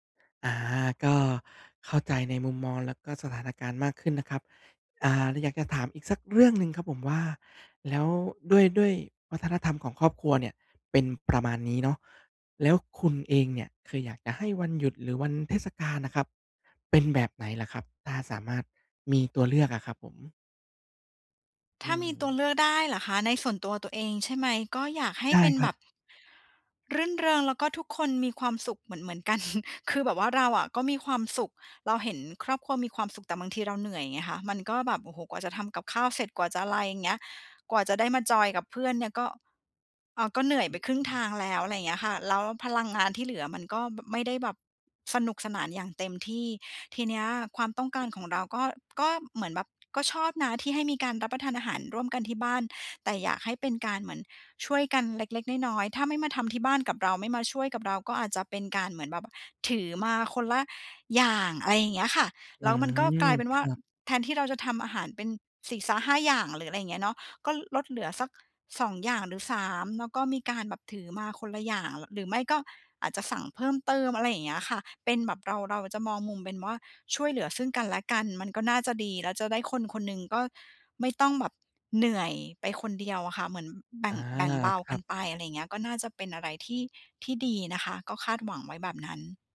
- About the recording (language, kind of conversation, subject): Thai, advice, คุณรู้สึกกดดันช่วงเทศกาลและวันหยุดเวลาต้องไปงานเลี้ยงกับเพื่อนและครอบครัวหรือไม่?
- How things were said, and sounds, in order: chuckle; other noise; tapping